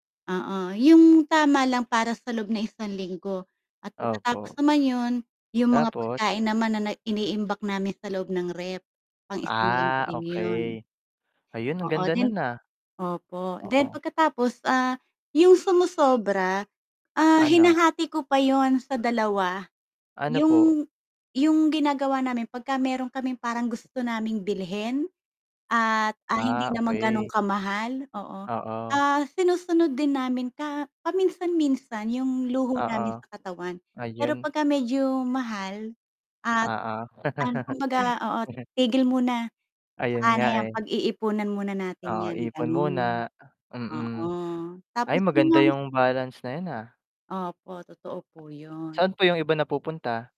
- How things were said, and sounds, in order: other background noise; distorted speech; background speech; mechanical hum; tapping; laugh
- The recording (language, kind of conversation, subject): Filipino, unstructured, Paano mo binabalanse ang paggastos at pag-iipon?